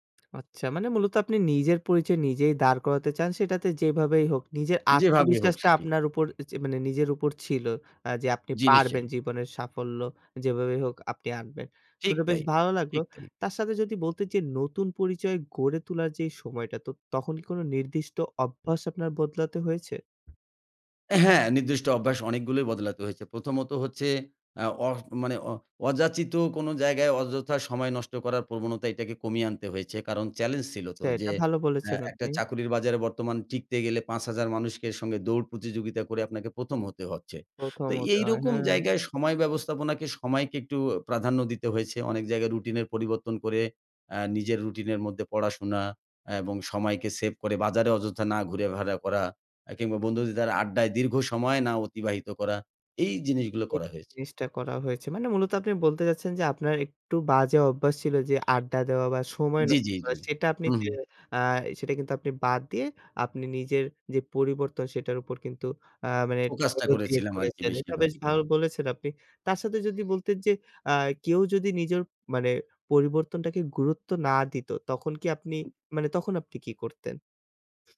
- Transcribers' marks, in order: lip smack; tapping; "ঘুরাফেরা" said as "ঘুরেভেরা"; other background noise; unintelligible speech
- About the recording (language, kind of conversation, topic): Bengali, podcast, আপনি কীভাবে পরিবার ও বন্ধুদের সামনে নতুন পরিচয় তুলে ধরেছেন?